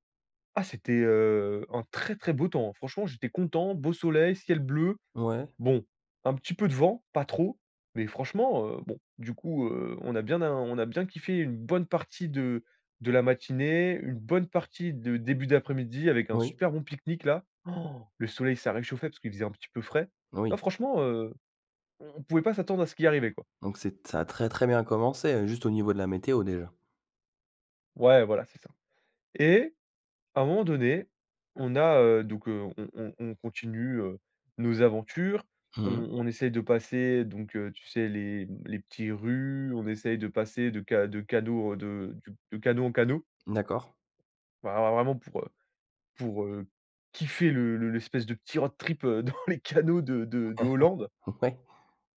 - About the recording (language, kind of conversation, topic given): French, podcast, As-tu déjà été perdu et un passant t’a aidé ?
- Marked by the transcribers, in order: tapping; other background noise; stressed: "kiffer"; in English: "road trip"; laughing while speaking: "dans les canaux"; chuckle; laughing while speaking: "Ouais"